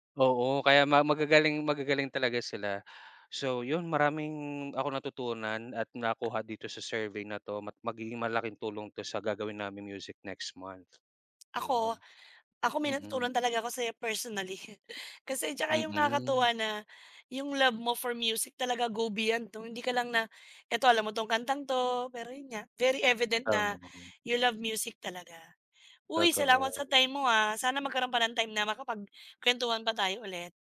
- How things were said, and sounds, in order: in English: "music next month"; laughing while speaking: "personally"; in English: "go beyond"; in English: "very evident"
- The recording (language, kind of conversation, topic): Filipino, unstructured, Sa palagay mo ba ay nakaaapekto ang musika sa damdamin ng tao?